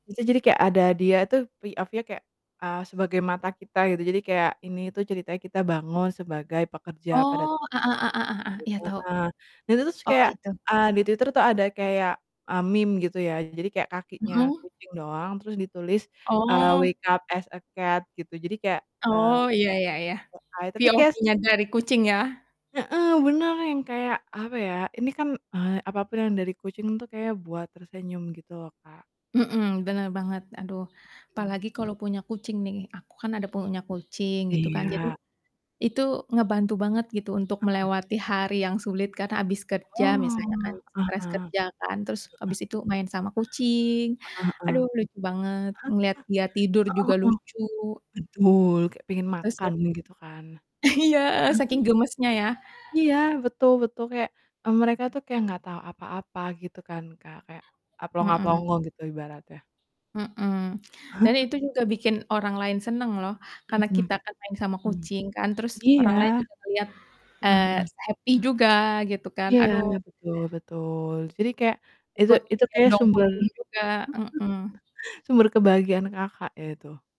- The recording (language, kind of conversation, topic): Indonesian, unstructured, Apa hal sederhana yang selalu membuatmu tersenyum?
- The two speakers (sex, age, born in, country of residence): female, 25-29, Indonesia, Indonesia; female, 30-34, Indonesia, Indonesia
- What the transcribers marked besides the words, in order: in English: "POV-nya"; static; unintelligible speech; in English: "meme"; in English: "wake up as a cat"; unintelligible speech; in English: "POV-nya"; other background noise; distorted speech; laughing while speaking: "Iya"; background speech; chuckle; in English: "happy"; chuckle